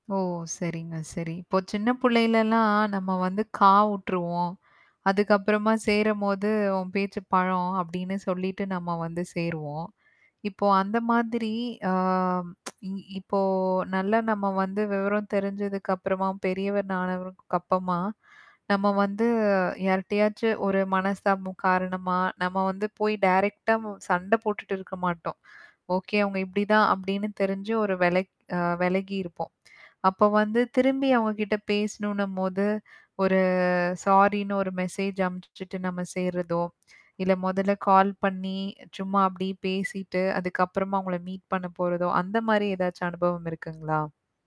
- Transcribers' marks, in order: mechanical hum; inhale; tapping; inhale; tsk; "ஆனவர்க்கப்பரமா" said as "நணவருக்கப்பமா"; "மனச்சிரமம்" said as "மனசமு"; in English: "டைரெக்ட்"; inhale; in English: "ஓகே"; static; in English: "சாரின்னு"; in English: "மெசேஜ்"; in English: "மீட்"
- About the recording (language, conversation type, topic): Tamil, podcast, நீண்ட இடைவெளிக்குப் பிறகு நண்பர்களை மீண்டும் தொடர்புகொள்ள எந்த அணுகுமுறை சிறந்தது?